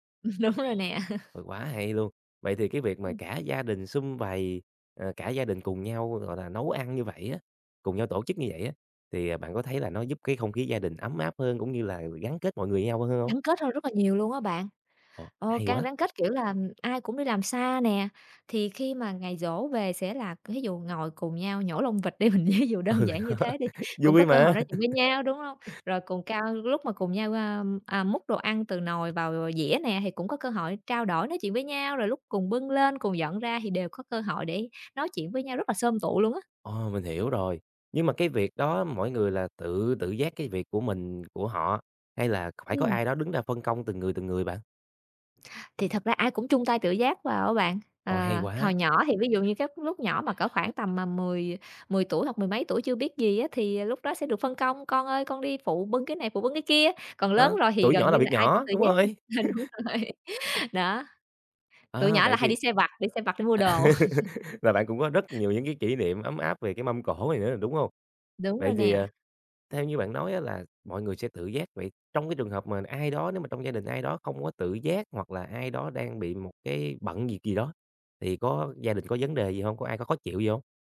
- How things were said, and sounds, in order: chuckle; horn; laughing while speaking: "Đúng rồi nè"; laughing while speaking: "mình ví dụ đơn giản như thế đi"; laughing while speaking: "Ừ, đó, vui mà"; laugh; tapping; other background noise; chuckle; laughing while speaking: "ờ, đúng rồi"; laugh; chuckle
- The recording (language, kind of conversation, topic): Vietnamese, podcast, Làm sao để bày một mâm cỗ vừa đẹp mắt vừa ấm cúng, bạn có gợi ý gì không?